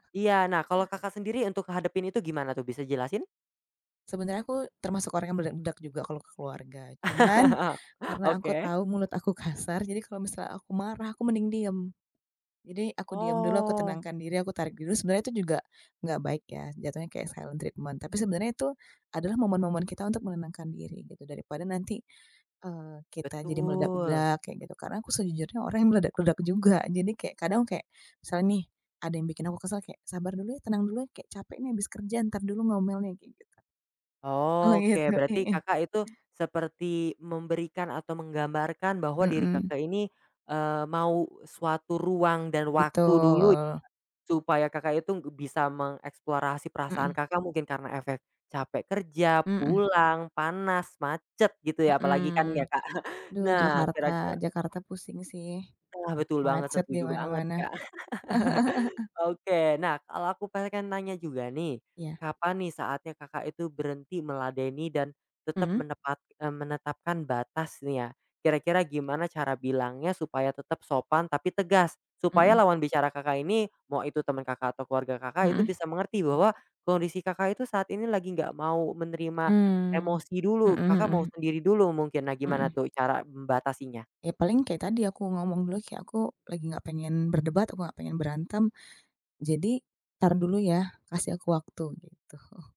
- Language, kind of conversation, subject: Indonesian, podcast, Bagaimana kamu menangani percakapan dengan orang yang tiba-tiba meledak emosinya?
- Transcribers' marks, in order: laugh; laughing while speaking: "kasar"; in English: "silent treatment"; laughing while speaking: "Oh gitu"; other background noise; chuckle; laugh; tapping; laughing while speaking: "gitu"